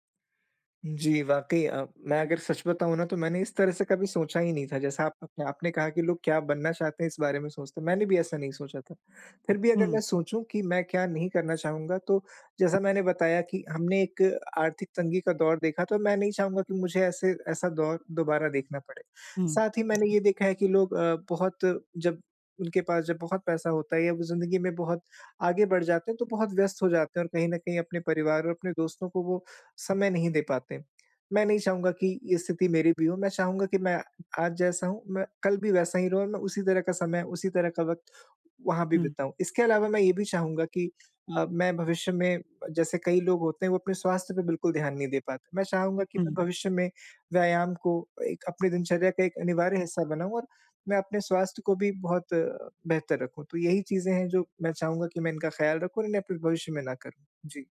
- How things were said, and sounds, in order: other background noise; tapping
- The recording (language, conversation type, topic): Hindi, advice, मैं अपने जीवन की प्राथमिकताएँ और समय का प्रबंधन कैसे करूँ ताकि भविष्य में पछतावा कम हो?